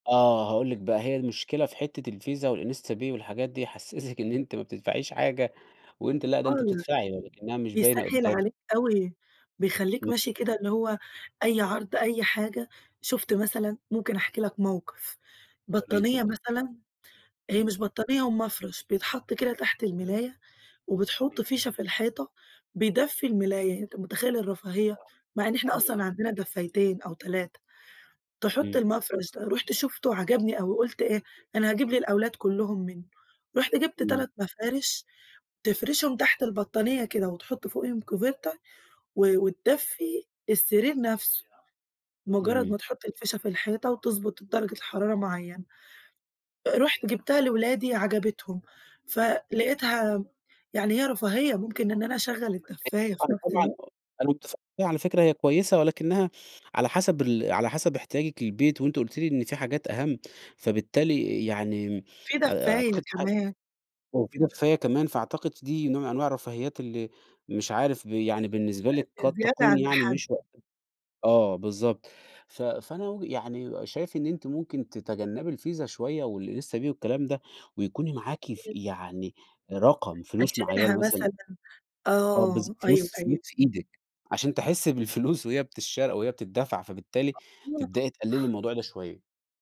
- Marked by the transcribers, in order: in English: "الفيزا"; unintelligible speech; unintelligible speech; tapping; unintelligible speech; unintelligible speech; unintelligible speech; unintelligible speech; in English: "الفيزا"; unintelligible speech
- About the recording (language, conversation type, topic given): Arabic, advice, ليه مش قادر أتخلص من الحاجات المادية اللي عندي؟